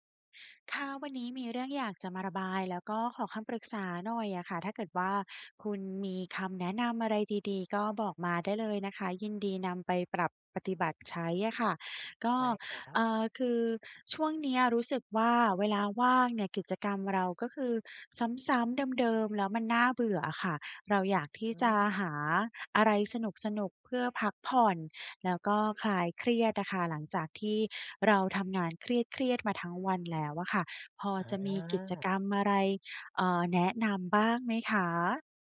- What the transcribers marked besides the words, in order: other background noise
- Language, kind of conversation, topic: Thai, advice, จะจัดการเวลาว่างที่บ้านอย่างไรให้สนุกและได้พักผ่อนโดยไม่เบื่อ?